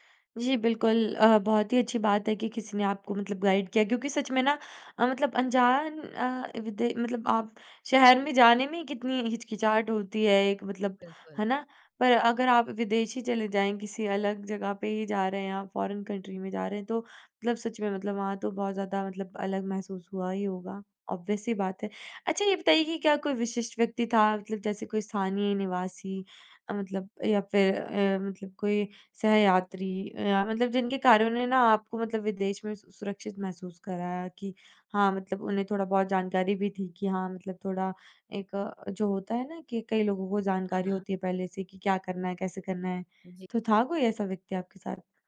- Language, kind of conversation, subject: Hindi, podcast, किसने आपको विदेश में सबसे सुरक्षित महसूस कराया?
- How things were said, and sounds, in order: in English: "गाइड"; in English: "फॉरेन कंट्री"; in English: "ऑब्वियस"